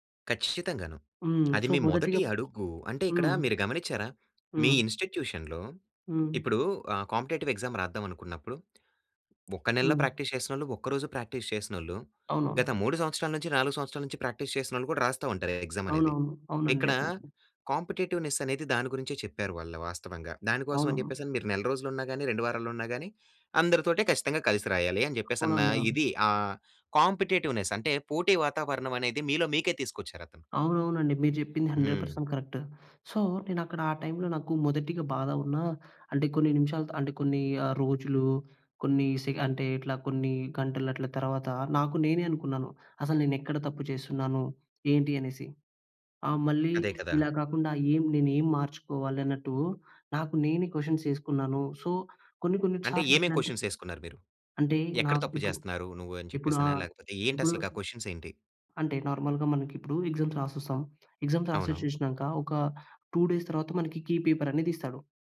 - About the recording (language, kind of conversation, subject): Telugu, podcast, నువ్వు విఫలమైనప్పుడు నీకు నిజంగా ఏం అనిపిస్తుంది?
- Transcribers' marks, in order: "కచ్చితంగాను" said as "కచ్షితంగాను"; in English: "సో"; in English: "ఇన్స్టిట్యూషన్‌లో"; in English: "ప్రాక్టీస్"; in English: "ప్రాక్టీస్"; in English: "ప్రాక్టీస్"; in English: "డెఫ్‌నెట్లీ"; other background noise; in English: "కాంపిటిటివ్‌నెస్"; in English: "హండ్రెడ్ పర్సెంట్"; in English: "సో"; in English: "సో"; "సార్లిట్లాంటి" said as "ట్సార్లిట్లాంటి"; in English: "నార్మల్‌గా"; in English: "ఎగ్జామ్స్"; in English: "ఎగ్జామ్స్"; in English: "టూ డేస్"; in English: "కీ"